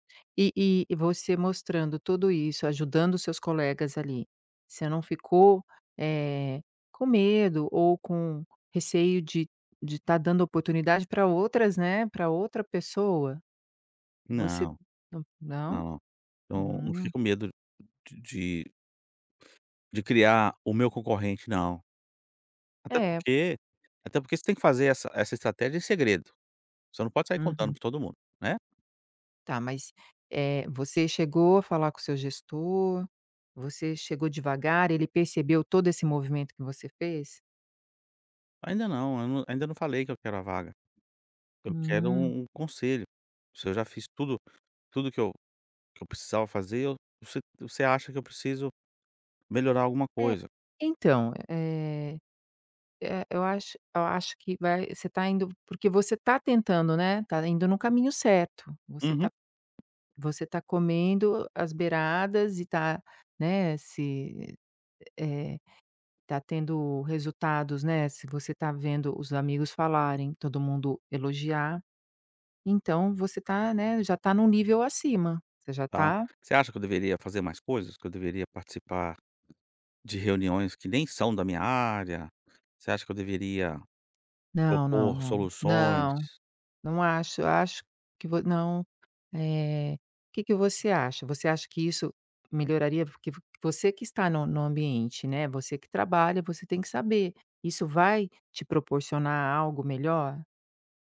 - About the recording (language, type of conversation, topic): Portuguese, advice, Como pedir uma promoção ao seu gestor após resultados consistentes?
- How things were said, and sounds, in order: tapping; other background noise